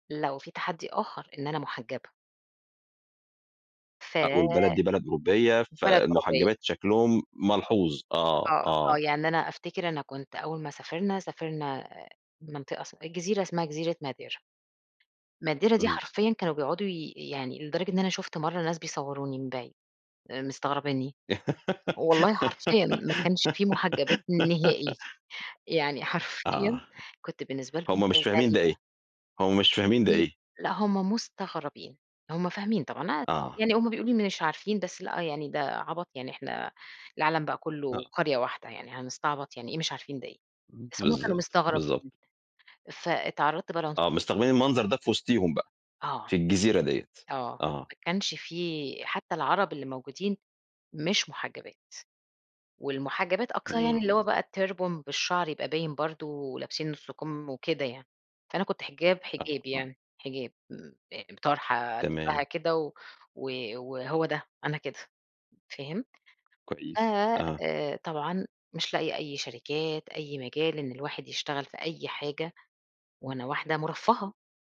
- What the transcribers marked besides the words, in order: giggle; laughing while speaking: "حرفيًا"; unintelligible speech; other noise; in English: "الturban"
- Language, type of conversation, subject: Arabic, podcast, احكيلي عن أول نجاح مهم خلّاك/خلّاكي تحس/تحسّي بالفخر؟